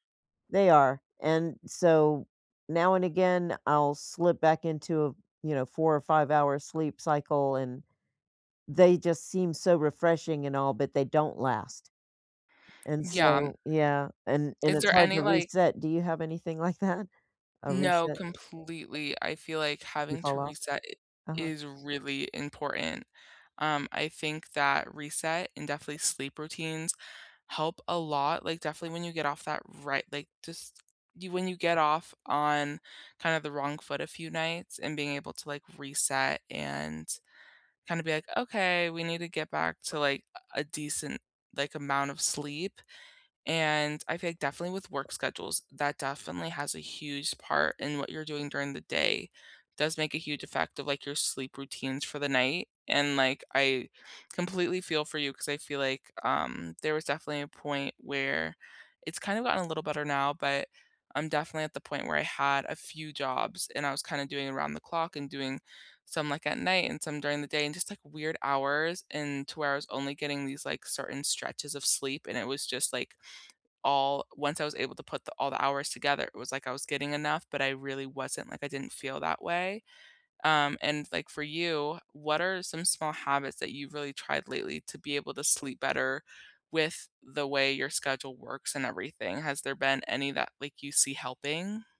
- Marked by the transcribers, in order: background speech; other background noise; laughing while speaking: "like that?"
- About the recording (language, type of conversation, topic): English, unstructured, Which recent sleep routines have truly worked for you, and what can we learn together?
- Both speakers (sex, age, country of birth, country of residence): female, 20-24, United States, United States; female, 55-59, United States, United States